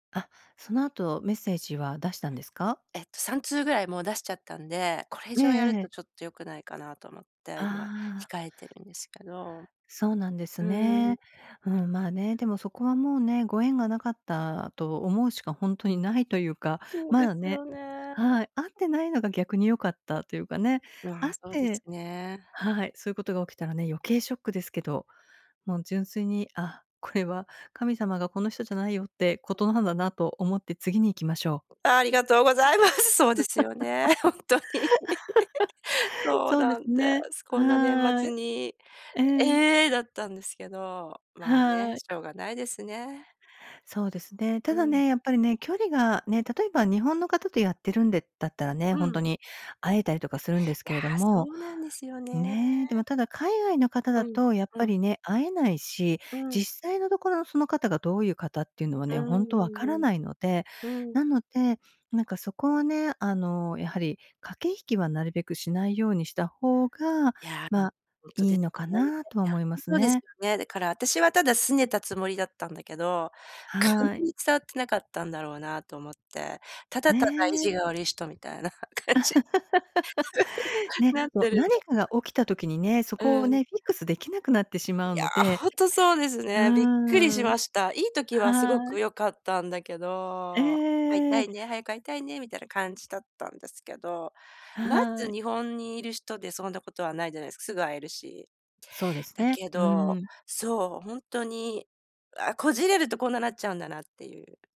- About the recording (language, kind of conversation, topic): Japanese, advice, 行動量はあるのに成果が出ないのはなぜですか？
- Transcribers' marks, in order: tapping; sad: "そうですよね"; other noise; laugh; laughing while speaking: "ほんとに"; laugh; laugh; laughing while speaking: "みたいな感じ"; laugh; in English: "フィックス"